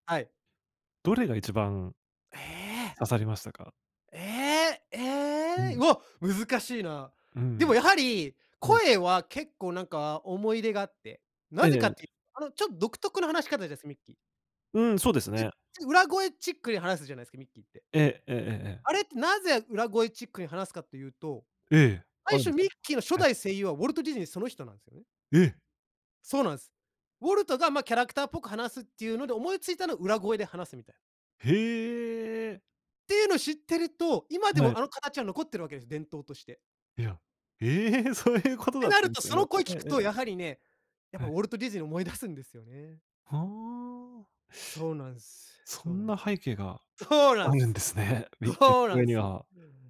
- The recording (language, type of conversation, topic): Japanese, podcast, 好きなキャラクターの魅力を教えてくれますか？
- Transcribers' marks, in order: tapping; laughing while speaking: "ええ、そういうことだったんですかね"